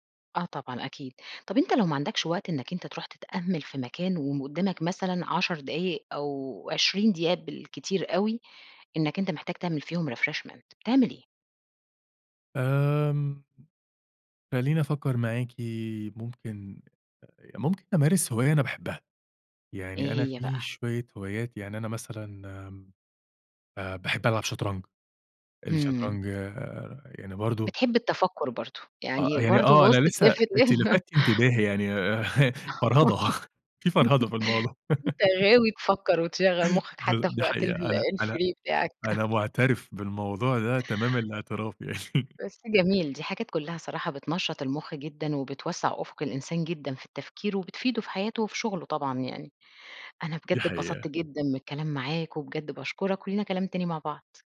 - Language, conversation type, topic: Arabic, podcast, إزاي بتنظم يومك في البيت عشان تبقى أكتر إنتاجية؟
- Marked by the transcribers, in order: in English: "refreshment"; laugh; giggle; chuckle; laughing while speaking: "فرهدة، في فرهدة في الموضوع"; giggle; in English: "الfree"; chuckle; tapping; laugh